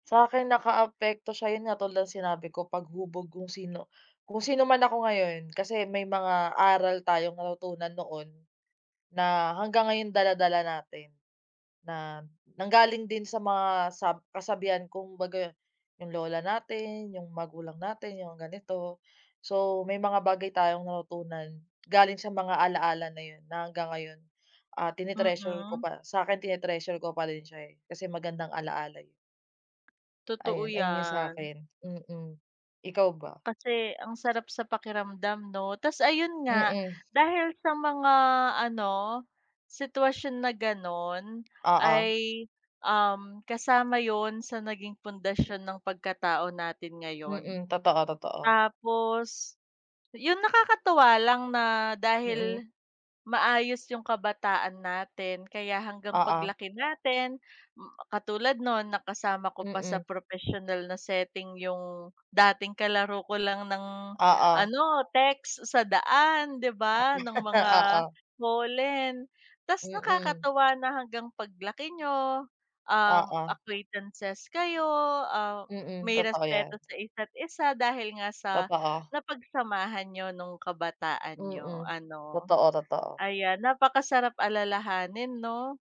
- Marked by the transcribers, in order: other background noise; tapping; chuckle; in English: "acquaintances"
- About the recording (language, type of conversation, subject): Filipino, unstructured, Anong alaala ang madalas mong balikan kapag nag-iisa ka?